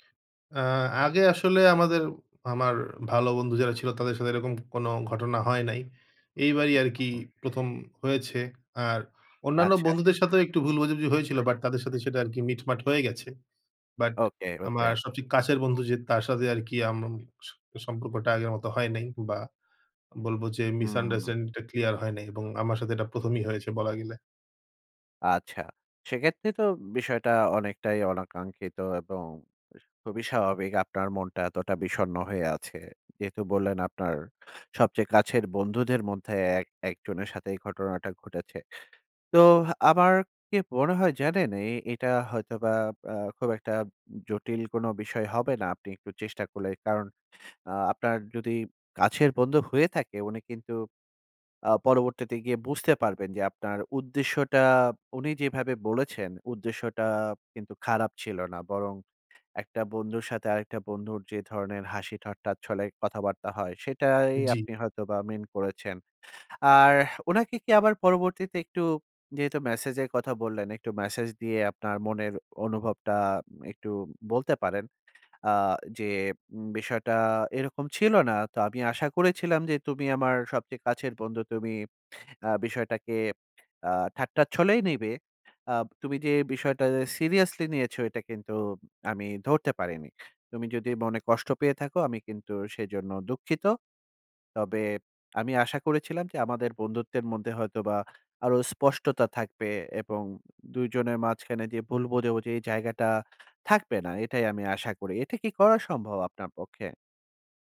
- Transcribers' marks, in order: other background noise; background speech; in English: "misunderstanding"; in English: "মিন"; in English: "সিরিয়াসলি"; tapping
- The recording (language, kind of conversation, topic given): Bengali, advice, টেক্সট বা ইমেইলে ভুল বোঝাবুঝি কীভাবে দূর করবেন?